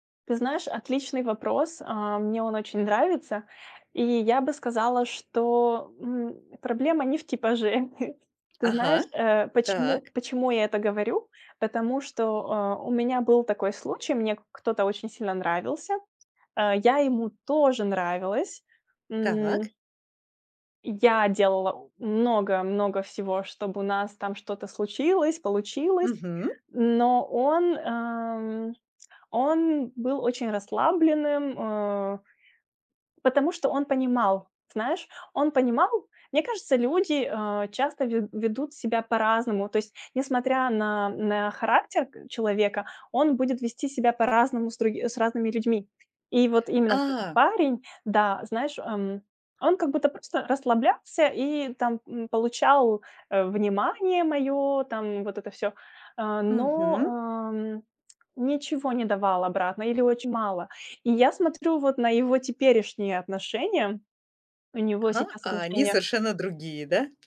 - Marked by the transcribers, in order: chuckle; tapping; other background noise
- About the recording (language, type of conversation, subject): Russian, advice, Как понять, совместимы ли мы с партнёром, если наши жизненные приоритеты не совпадают?